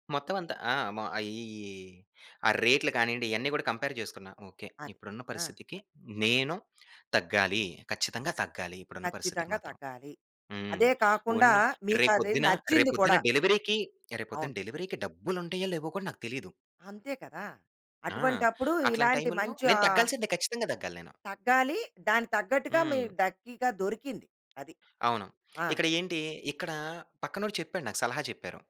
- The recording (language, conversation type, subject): Telugu, podcast, ఇతరుల సలహా ఉన్నా కూడా మీరు మీ గుండె మాటనే వింటారా?
- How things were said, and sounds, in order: in English: "కంపేర్"; in English: "డెలివరీకి"; in English: "డెలివరీకి"; tapping